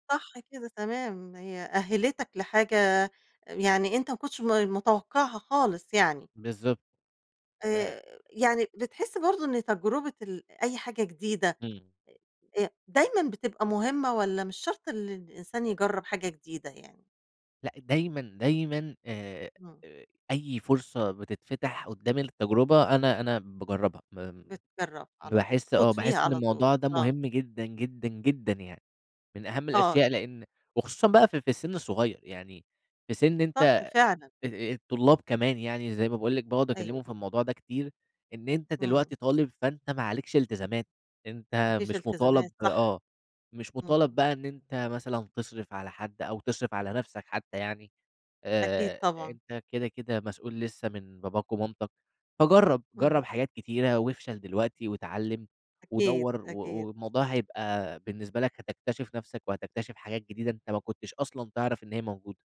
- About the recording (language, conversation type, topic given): Arabic, podcast, إيه هو القرار البسيط اللي خدته وفتحلك باب جديد من غير ما تتوقع؟
- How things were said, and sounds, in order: none